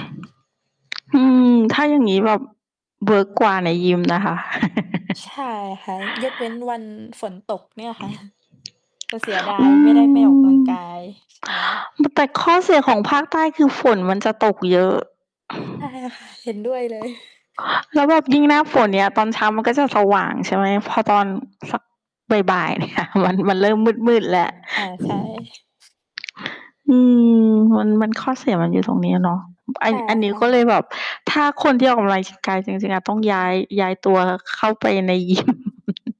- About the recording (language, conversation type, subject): Thai, unstructured, ระหว่างการออกกำลังกายในยิมกับการออกกำลังกายกลางแจ้ง คุณคิดว่าแบบไหนเหมาะกับคุณมากกว่ากัน?
- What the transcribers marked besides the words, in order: mechanical hum; other background noise; laugh; laughing while speaking: "ค่ะ"; distorted speech; laughing while speaking: "เนี่ย มัน"; laughing while speaking: "ยิม"; laugh